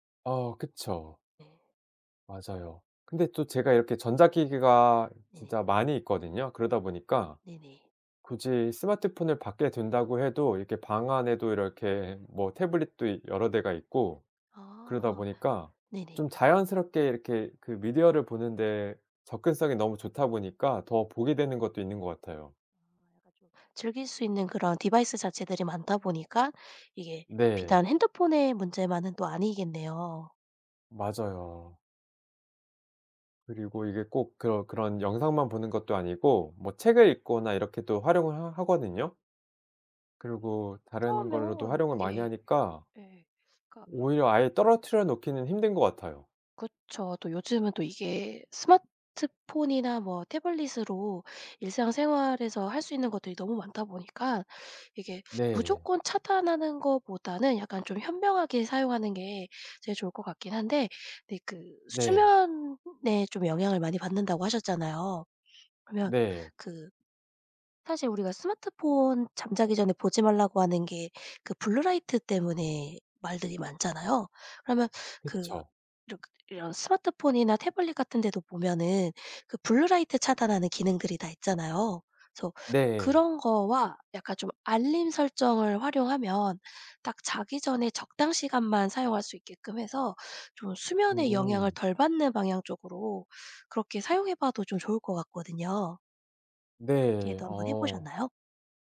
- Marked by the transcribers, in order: other background noise; unintelligible speech
- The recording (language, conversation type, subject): Korean, advice, 스마트폰과 미디어 사용을 조절하지 못해 시간을 낭비했던 상황을 설명해 주실 수 있나요?